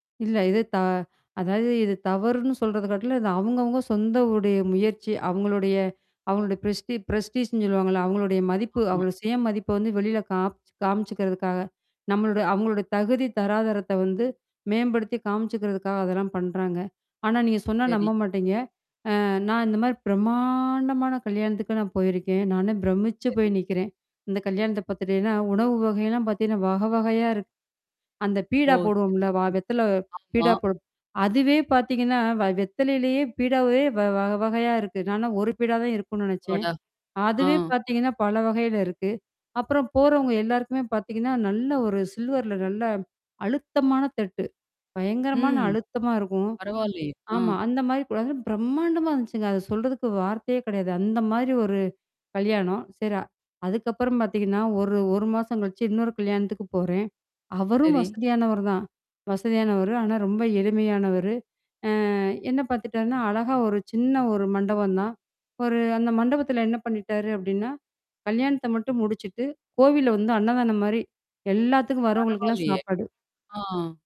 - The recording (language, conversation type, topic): Tamil, podcast, பணம் சேமிப்பதுக்கும் அனுபவங்களுக்கு செலவு செய்வதுக்கும் இடையில் நீங்கள் எப்படி சமநிலையைப் பேணுகிறீர்கள்?
- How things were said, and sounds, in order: in English: "பிரெஸ்டி பிரெஸ்டீஸ்ன்னு"; distorted speech; drawn out: "பிரமாண்டமான"; static; other background noise